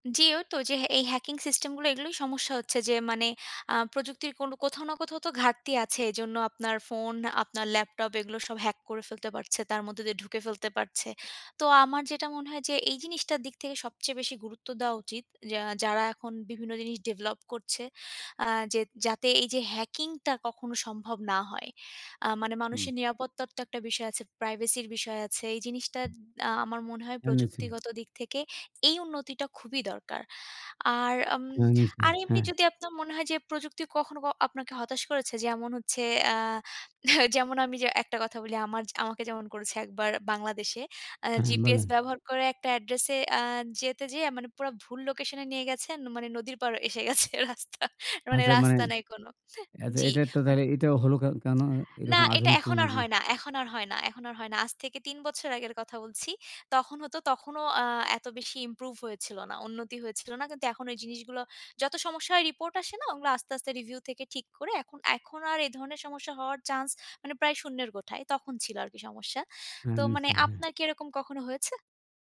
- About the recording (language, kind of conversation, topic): Bengali, unstructured, কোন প্রযুক্তিগত উদ্ভাবন আপনাকে সবচেয়ে বেশি আনন্দ দিয়েছে?
- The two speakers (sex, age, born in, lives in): female, 25-29, Bangladesh, United States; male, 60-64, Bangladesh, Bangladesh
- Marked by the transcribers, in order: none